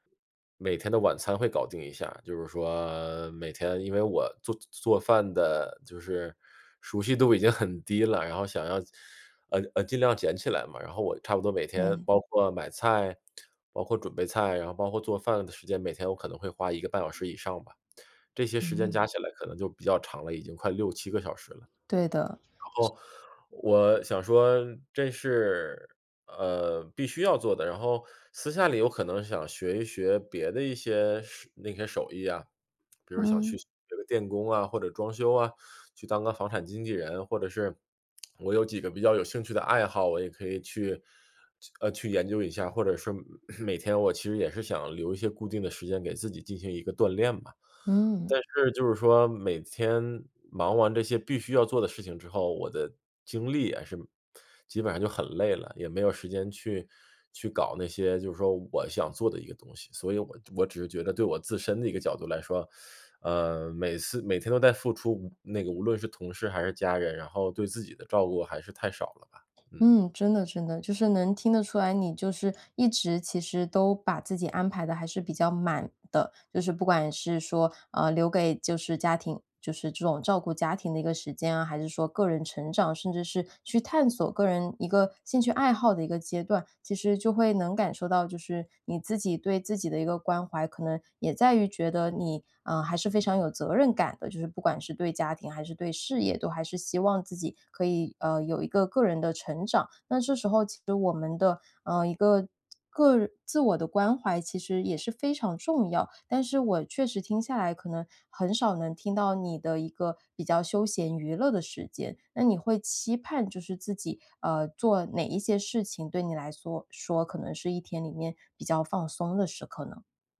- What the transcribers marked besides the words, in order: other noise; lip smack; throat clearing; other background noise
- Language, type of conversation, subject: Chinese, advice, 我怎样才能把自我关怀变成每天的习惯？